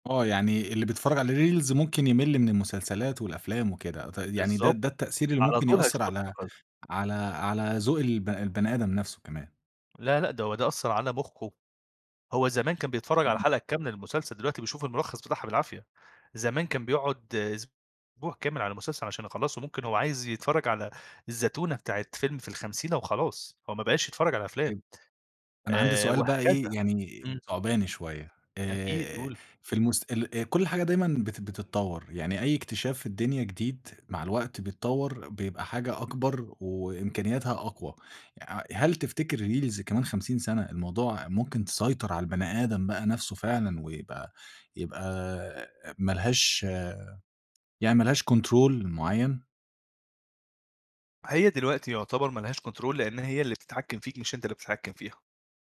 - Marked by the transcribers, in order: in English: "reels"; unintelligible speech; tapping; in English: "الreels"; in English: "control"; in English: "control"
- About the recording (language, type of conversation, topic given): Arabic, podcast, إزاي السوشيال ميديا بتأثر على مزاجك اليومي؟